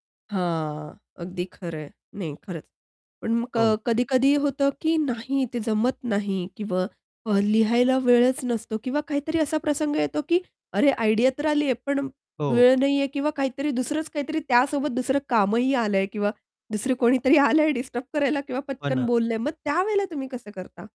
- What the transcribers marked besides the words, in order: laughing while speaking: "दुसर कोणीतरी आलं आहे डिस्टर्ब करायला किंवा"
- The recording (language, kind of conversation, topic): Marathi, podcast, काहीही सुचत नसताना तुम्ही नोंदी कशा टिपता?